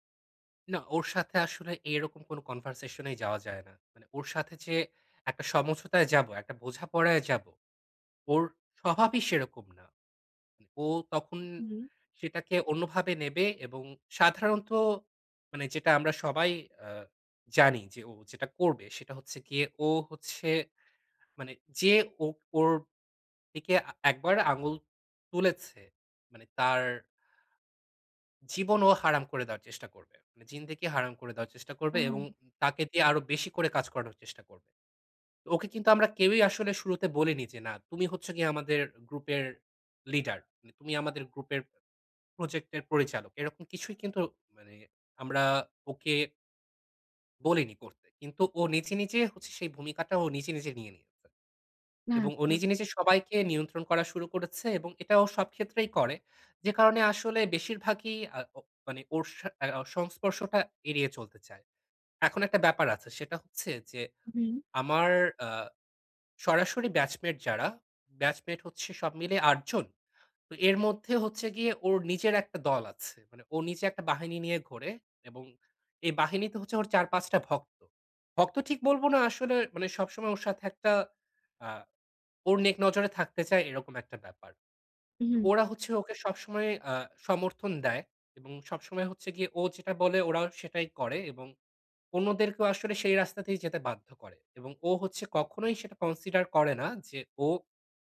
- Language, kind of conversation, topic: Bengali, advice, আমি কীভাবে দলগত চাপের কাছে নতি না স্বীকার করে নিজের সীমা নির্ধারণ করতে পারি?
- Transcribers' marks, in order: in English: "consider"